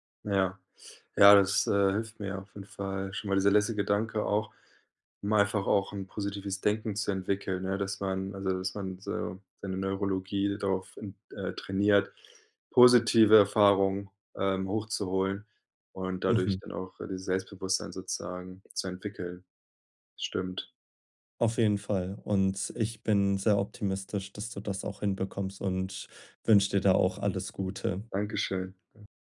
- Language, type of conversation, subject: German, advice, Wie kann ich meine negativen Selbstgespräche erkennen und verändern?
- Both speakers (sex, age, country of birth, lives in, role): male, 20-24, Germany, Germany, advisor; male, 30-34, Germany, Germany, user
- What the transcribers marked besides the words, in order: none